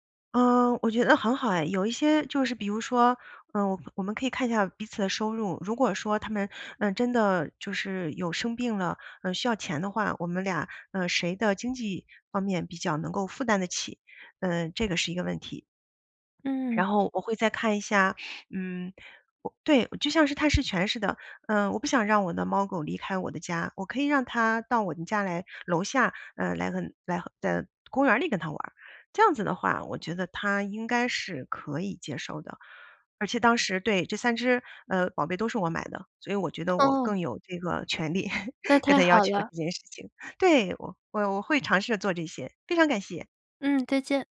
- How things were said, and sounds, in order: laughing while speaking: "权利"
- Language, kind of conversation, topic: Chinese, advice, 分手后共同财产或宠物的归属与安排发生纠纷，该怎么办？